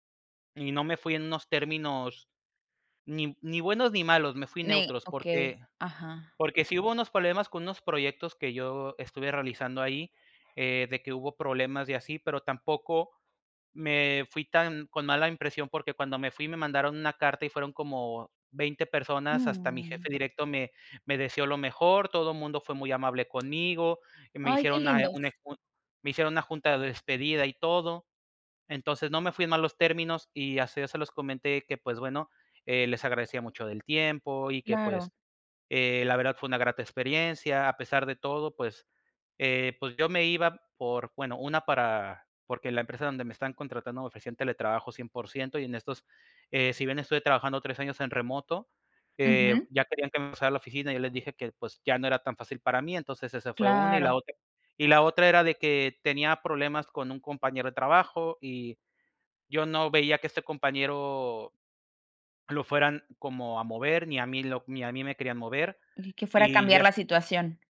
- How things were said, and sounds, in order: tapping
- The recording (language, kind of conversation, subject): Spanish, podcast, ¿Cómo sabes cuándo es hora de cambiar de trabajo?